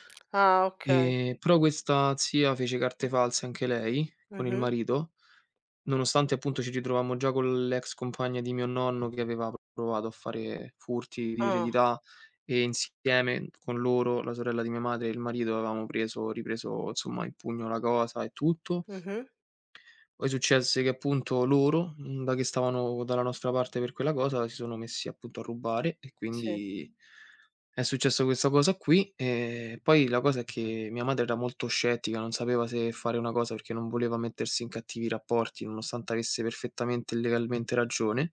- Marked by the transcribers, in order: none
- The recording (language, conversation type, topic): Italian, unstructured, Qual è la cosa più triste che il denaro ti abbia mai causato?